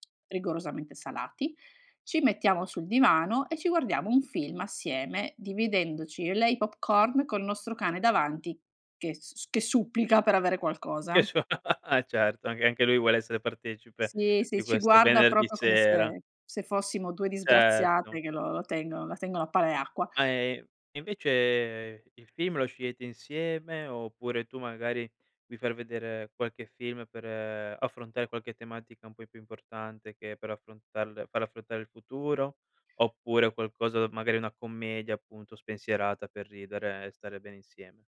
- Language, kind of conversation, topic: Italian, podcast, Raccontami una routine serale che ti aiuta a rilassarti davvero?
- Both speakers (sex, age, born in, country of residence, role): female, 45-49, Italy, Italy, guest; male, 25-29, Italy, Italy, host
- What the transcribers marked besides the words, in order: other background noise; chuckle; "proprio" said as "propo"